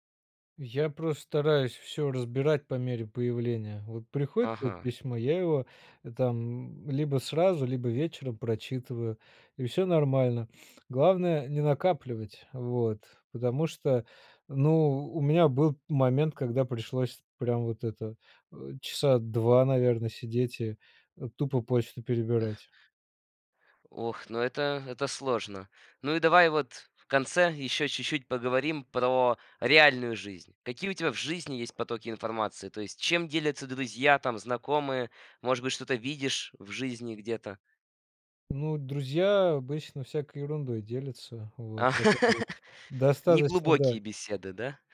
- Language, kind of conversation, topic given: Russian, podcast, Какие приёмы помогают не тонуть в потоке информации?
- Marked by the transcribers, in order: sniff; exhale; laughing while speaking: "А!"